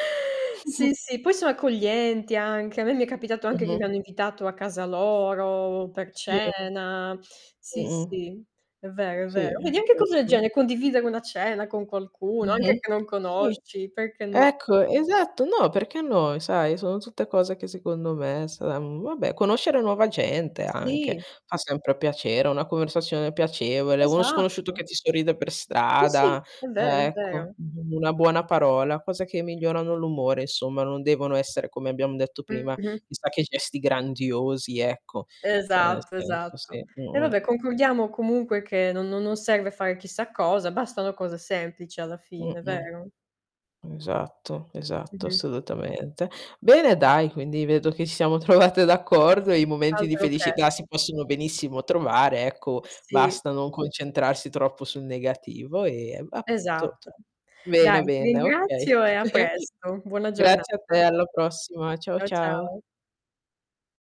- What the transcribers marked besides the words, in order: chuckle; other background noise; tapping; distorted speech; "Sì" said as "ì"; "Cioè" said as "ceh"; laughing while speaking: "trovate"; chuckle
- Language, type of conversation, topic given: Italian, unstructured, Come possiamo trovare momenti di felicità nelle attività di tutti i giorni?